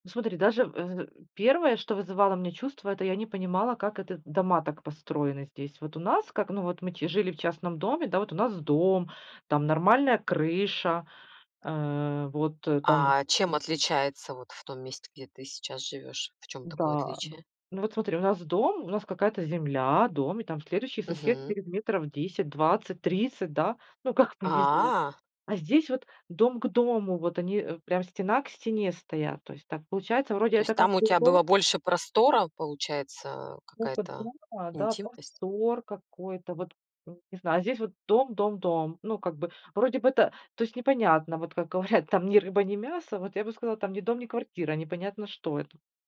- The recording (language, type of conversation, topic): Russian, podcast, Как переезд повлиял на твоё ощущение дома?
- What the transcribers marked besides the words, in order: tapping; other background noise; laughing while speaking: "говорят"